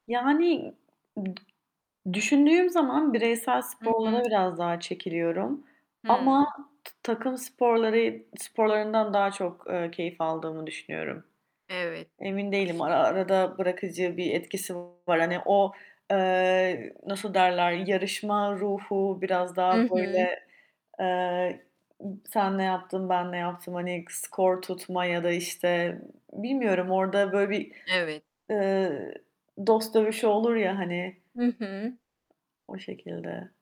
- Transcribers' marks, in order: tapping; other background noise; distorted speech
- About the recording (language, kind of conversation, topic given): Turkish, unstructured, Spor yapmanın sosyal hayatın üzerindeki etkileri nelerdir?